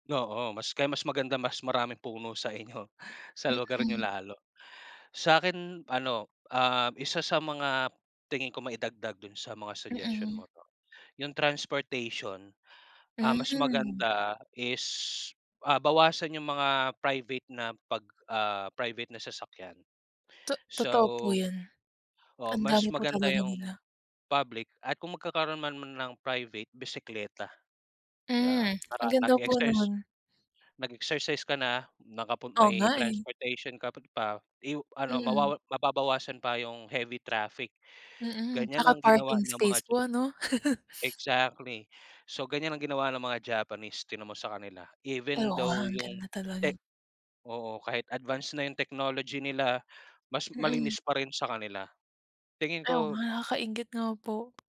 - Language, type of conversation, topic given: Filipino, unstructured, Ano ang masasabi mo tungkol sa epekto ng pag-init ng daigdig sa mundo?
- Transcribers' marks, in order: laughing while speaking: "inyo"; tongue click; laugh; tapping